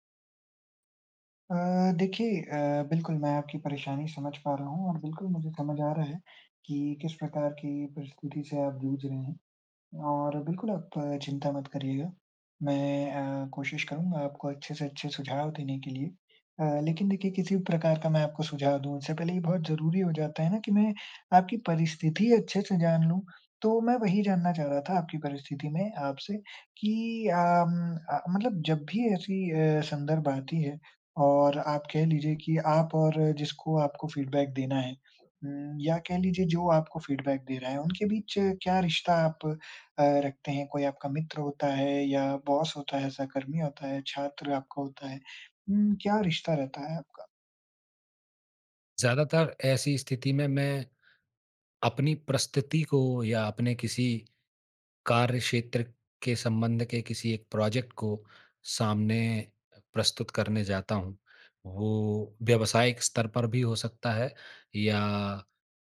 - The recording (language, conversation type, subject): Hindi, advice, मैं अपने साथी को रचनात्मक प्रतिक्रिया सहज और मददगार तरीके से कैसे दे सकता/सकती हूँ?
- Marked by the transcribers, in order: in English: "फ़ीडबैक"; in English: "फ़ीडबैक"; in English: "बॉस"; in English: "प्रोजेक्ट"